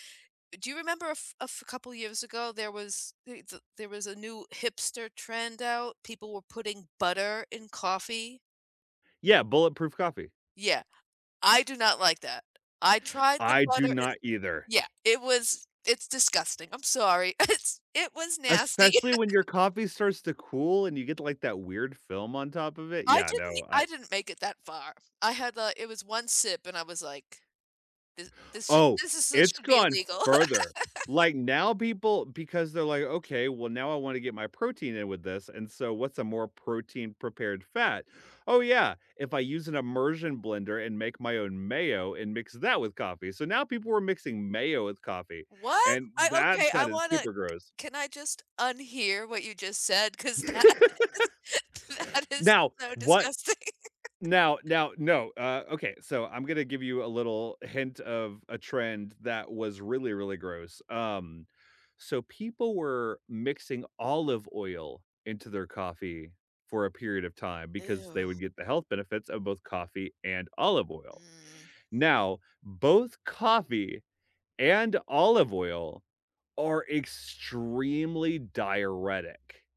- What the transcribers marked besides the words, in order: unintelligible speech; laughing while speaking: "It's"; laugh; laugh; other background noise; tapping; laugh; laughing while speaking: "that is that is so disgusting"; laugh
- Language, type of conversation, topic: English, unstructured, What’s a food combination that sounds weird but tastes amazing?
- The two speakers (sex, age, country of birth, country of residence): female, 40-44, United States, United States; male, 30-34, United States, United States